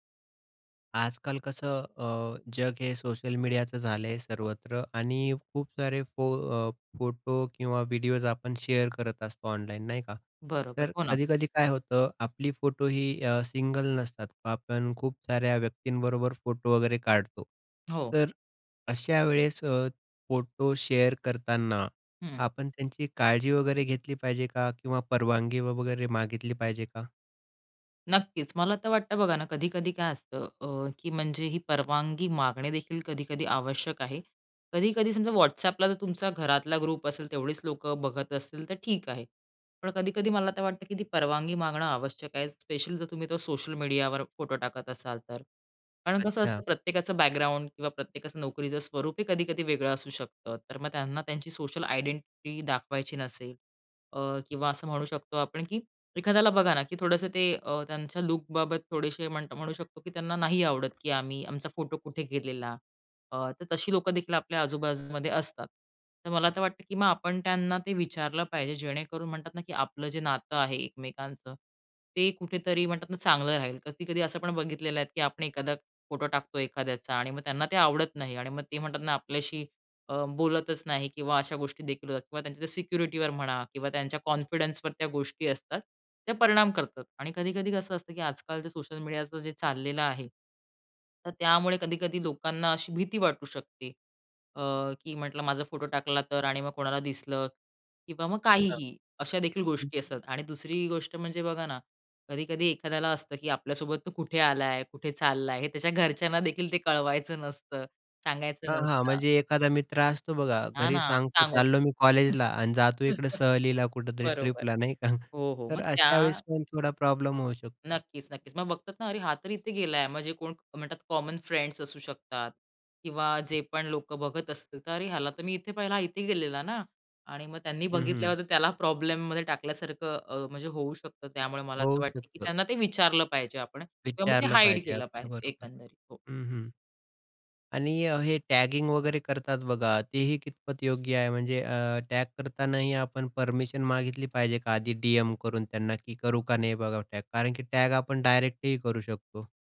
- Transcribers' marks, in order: in English: "शेअर"; in English: "सिंगल"; in English: "शेअर"; tapping; in English: "ग्रुप"; in English: "बॅकग्राऊंड"; in English: "आयडेंटिटी"; other background noise; in English: "कॉन्फिडन्सवर"; chuckle; in English: "कॉमन फ्रेंड्स"; in English: "हाईड"
- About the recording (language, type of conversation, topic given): Marathi, podcast, इतरांचे फोटो शेअर करण्यापूर्वी परवानगी कशी विचारता?